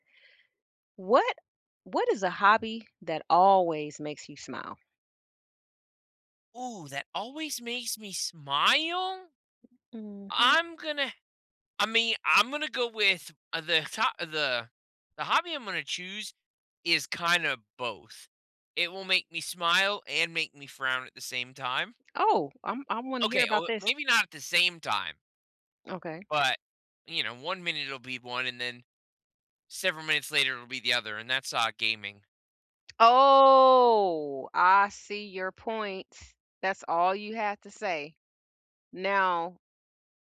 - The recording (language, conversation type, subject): English, unstructured, What hobby would help me smile more often?
- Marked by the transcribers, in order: tapping; drawn out: "Oh!"; other background noise